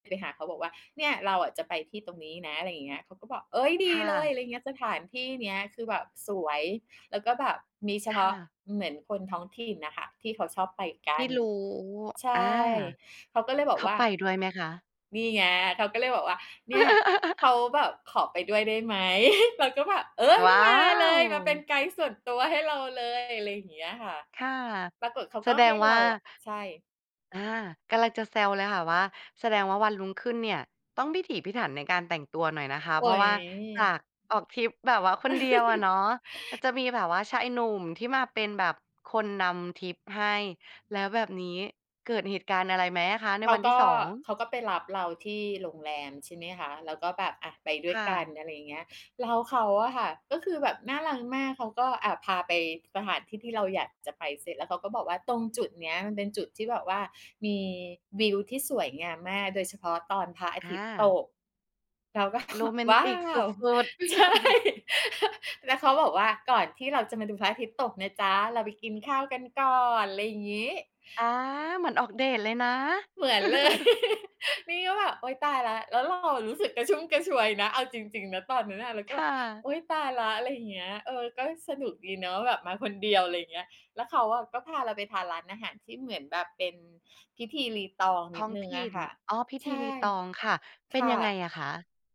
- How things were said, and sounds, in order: tapping; laugh; giggle; chuckle; other background noise; laughing while speaking: "ใช่"; chuckle; laugh; chuckle; laugh
- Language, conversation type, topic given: Thai, podcast, การออกทริปคนเดียวครั้งแรกของคุณเป็นอย่างไรบ้าง?